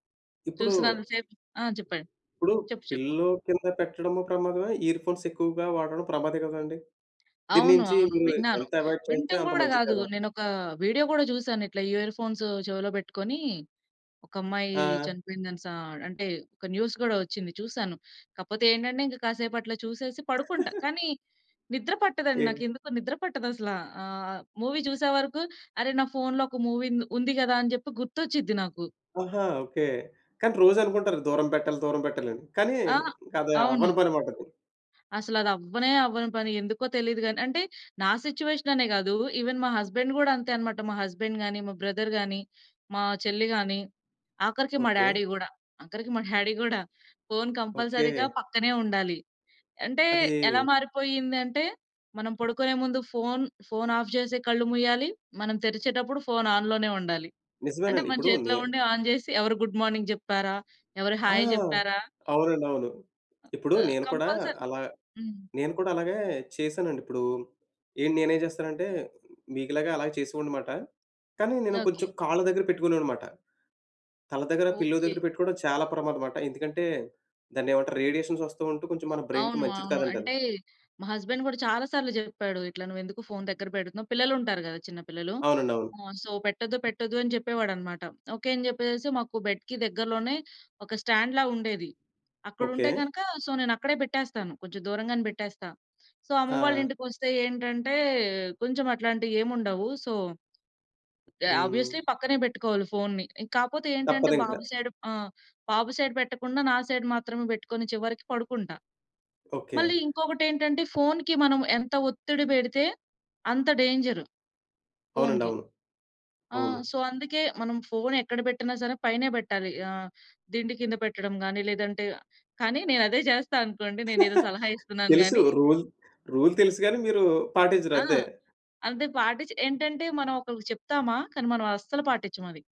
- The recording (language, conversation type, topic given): Telugu, podcast, రాత్రి ఫోన్‌ను పడకగదిలో ఉంచుకోవడం గురించి మీ అభిప్రాయం ఏమిటి?
- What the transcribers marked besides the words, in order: in English: "పిల్లో"; in English: "ఇయర్‌ఫోన్స్"; in English: "అవాయిడ్"; in English: "ఇయర్‌ఫోన్స్"; in English: "న్యూస్"; other background noise; chuckle; in English: "మూవీ"; in English: "మూవీ"; in English: "ఈవెన్"; in English: "హస్బెండ్"; in English: "హస్బెండ్"; in English: "బ్రదర్"; in English: "డ్యాడీ"; in English: "డ్యాడీ"; in English: "కంపల్సరీ‌గా"; in English: "ఆఫ్"; in English: "ఆన్‌లోనే"; in English: "ఆన్"; in English: "గుడ్ మార్నింగ్"; in English: "హాయ్"; in English: "కంపల్సరీ"; in English: "పిల్లో"; in English: "రేడియేషన్స్"; in English: "బ్రెయిన్‌కి"; in English: "హస్బెండ్"; in English: "సో"; in English: "బెడ్‌కి"; in English: "స్టాండ్‌లా"; in English: "సో"; in English: "సో"; in English: "సో"; tapping; in English: "ఆబ్వియస్లీ"; in English: "సైడ్"; in English: "సైడ్"; in English: "సైడ్"; in English: "సో"; chuckle; in English: "రూల్, రూల్"